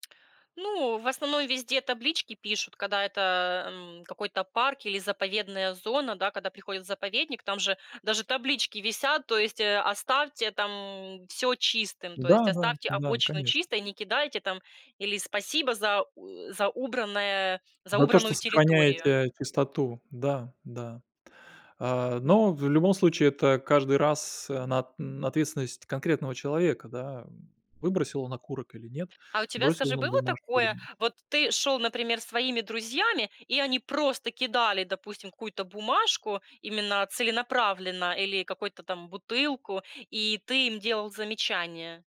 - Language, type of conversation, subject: Russian, podcast, Как недорого бороться с мусором на природе?
- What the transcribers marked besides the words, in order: other background noise